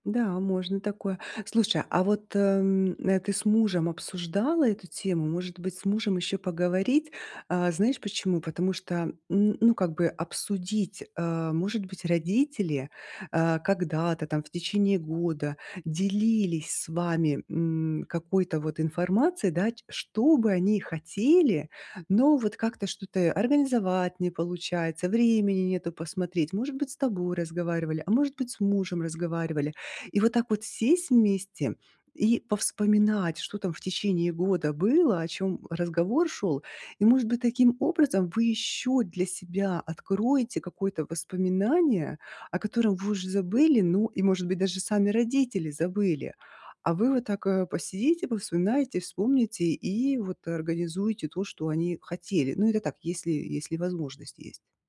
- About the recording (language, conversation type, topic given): Russian, advice, Как выбрать подарок близкому человеку и не бояться, что он не понравится?
- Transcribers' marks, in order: none